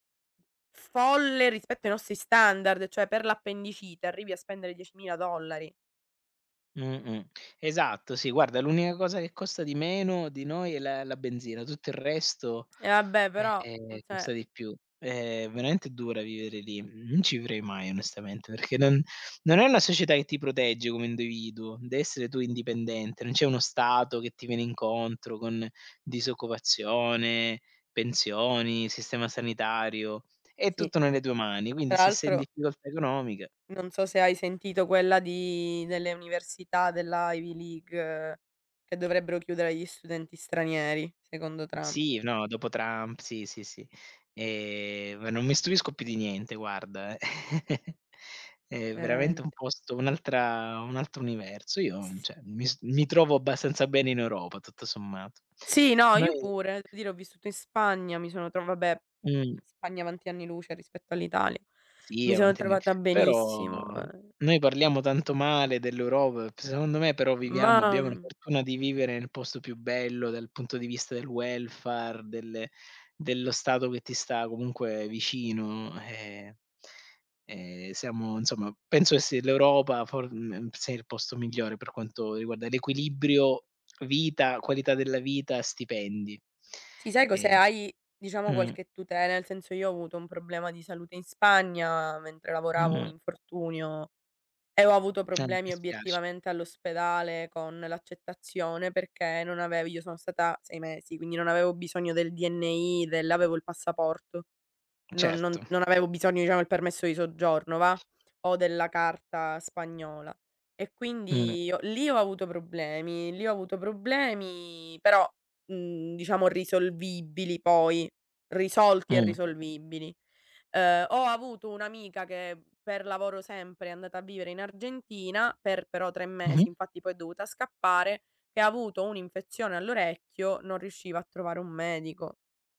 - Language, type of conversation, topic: Italian, unstructured, Come ti prepari ad affrontare le spese impreviste?
- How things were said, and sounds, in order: "cioè" said as "ceh"; chuckle; "cioè" said as "ceh"; unintelligible speech; in English: "welfare"; unintelligible speech; tapping